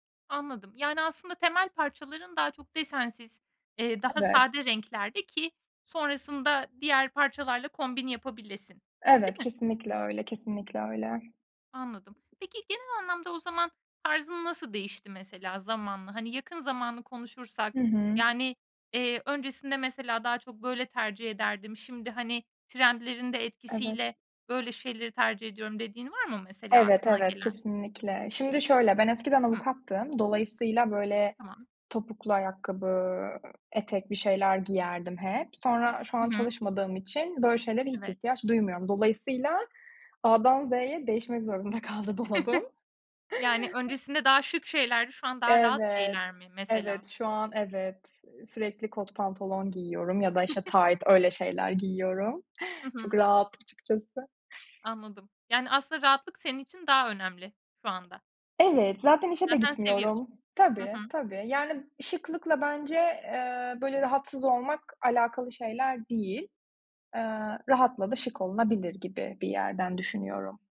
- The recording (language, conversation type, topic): Turkish, podcast, Trendlerle kişisel tarzını nasıl dengeliyorsun?
- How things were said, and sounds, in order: tapping; chuckle; laughing while speaking: "kaldı dolabım"; chuckle; other noise; chuckle; other background noise